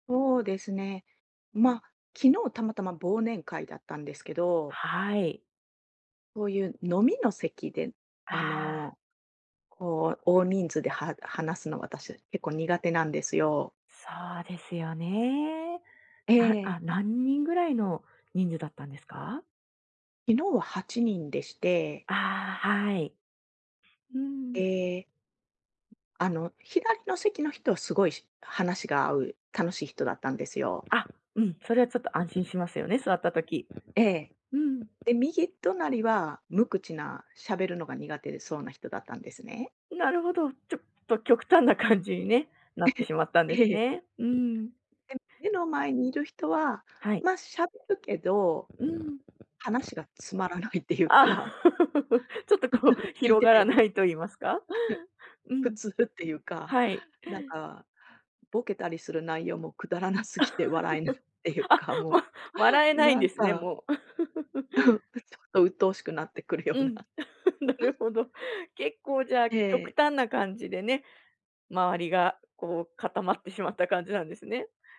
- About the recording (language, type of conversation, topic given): Japanese, advice, 集まりの場で、どうして気まずく感じてしまうのでしょうか？
- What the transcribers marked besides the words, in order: other noise; other background noise; tapping; laughing while speaking: "つまらないっていうか"; laugh; laughing while speaking: "ちょっと、こう、 広がらないと言いますか"; laugh; laughing while speaking: "普通っていうか"; laughing while speaking: "くだらなすぎて笑えないっていうか"; laugh; laughing while speaking: "あ、わ 笑えないんですね、もう"; laugh; laughing while speaking: "なってくるような"; laugh; laughing while speaking: "なるほど"